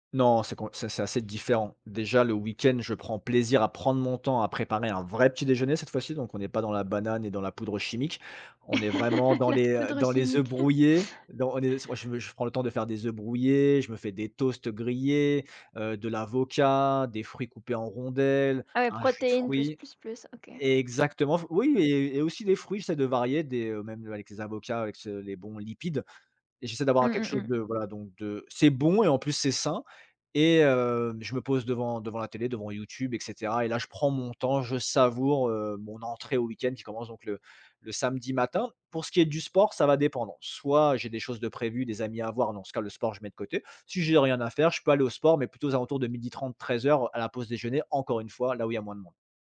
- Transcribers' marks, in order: stressed: "vrai"; laugh; chuckle; stressed: "brouillés"; other background noise; stressed: "lipides"; stressed: "savoure"; tapping
- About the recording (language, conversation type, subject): French, podcast, Peux-tu me raconter ta routine du matin, du réveil jusqu’au moment où tu pars ?